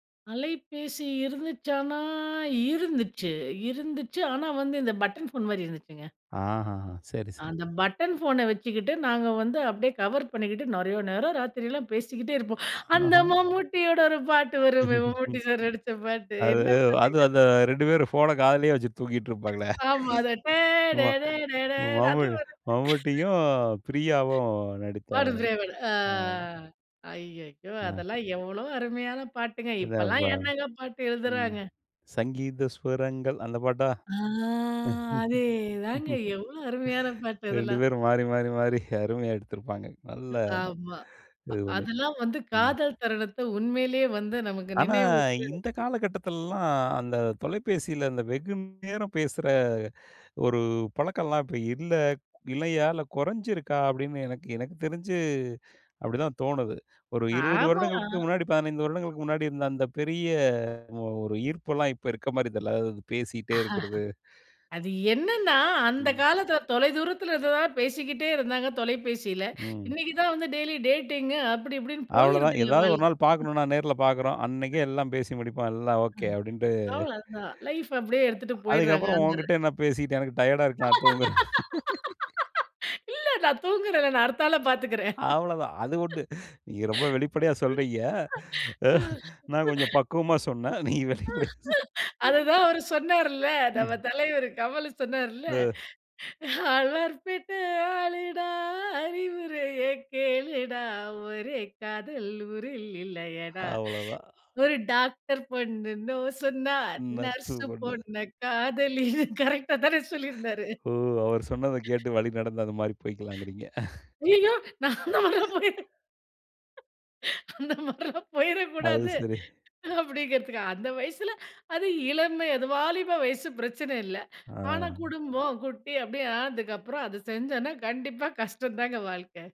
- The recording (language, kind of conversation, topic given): Tamil, podcast, விழா அல்லது திருமணம் போன்ற நிகழ்ச்சிகளை நினைவூட்டும் பாடல் எது?
- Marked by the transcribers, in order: drawn out: "இருந்துச்சான்னா"; in English: "பட்டன் ஃபோன்"; in English: "பட்டன் ஃபோனை"; in English: "கவர்"; laughing while speaking: "பேசிக்கிட்டே இருப்போம். அந்த மம்மூட்டியோட ஒரு … என்ன பாட்டுங்க அது"; laughing while speaking: "அது அது அந்த ரெண்டு பேரும் … பிரியாவும் நடித்த அ"; other background noise; laughing while speaking: "ஆமா. அது டே ட ட டே ட ட அது வருங்க"; singing: "டே ட ட டே ட ட"; laughing while speaking: "பாடு திரைவன். அ ஐயய்யோ! அதெல்லாம் எவ்வளோ அருமையான பாட்டுங்க. இப்போலாம் என்னங்க பாட்டு எழுதுறாங்க"; drawn out: "அ"; disgusted: "இப்போலாம் என்னங்க பாட்டு எழுதுறாங்க"; singing: "சங்கீத ஸ்வரங்கள்"; laughing while speaking: "ஆ. அதேதாங்க. எவ்வளோ அருமையான பாட்டு அதெல்லாம்"; surprised: "ஆ. அதேதாங்க"; drawn out: "ஆ"; laughing while speaking: "ரெண்டு பேரும் மாறி மாறி மாறி அருமையா எடுத்துருப்பாங்க. நல்லா இது பண்ணி. ம்"; laughing while speaking: "ம். ஆமா. அ அதெல்லாம் வந்து காதல் தருணத்தை உண்மையிலே வந்து நமக்கு நினைவுற்று"; disgusted: "ஆமா"; drawn out: "பெரிய"; laugh; in English: "டெய்லி டேட்டிங்"; unintelligible speech; laughing while speaking: "எல்லாம் ஓகே அப்டின்ட்டு. அ அதுக்கு … இருக்கு. நான் தூங்குறேன்"; in English: "டயர்ட்டா"; laughing while speaking: "இல்ல, நான் தூங்குகிறேன்ல, நான் அடுத்தாள பார்த்துக்கிறேன். ம்"; tapping; laughing while speaking: "அவ்வளோதான். அது உண்டு நீங்க ரொம்ப … வெளிப்படையா சொன்னீங் ம்"; laughing while speaking: "அதுதான் அவர் சொன்னார்ல, நம்ம தலைவரு … கரெக்ட்டா தானே சொல்லியிருந்தாரு"; singing: "அல்வார் பேட்ட ஆளுடா அறிவுரைய கேளுடா … நர்சு பொண்ண காதலின்னு"; laughing while speaking: "அவ்வளோதான்"; laughing while speaking: "ம். நர்சு பொண்ணு"; laughing while speaking: "ஓ! அவரு சொன்னத கேட்டு வழி நடந்து, அந்த மாரி போய்க்கலாங்கிறீங்க"; surprised: "ஐய்யயோ!"; laughing while speaking: "நான் அந்த மாரிலா போயி அந்த … கஷ்டம் தாங்க வாழ்க்க"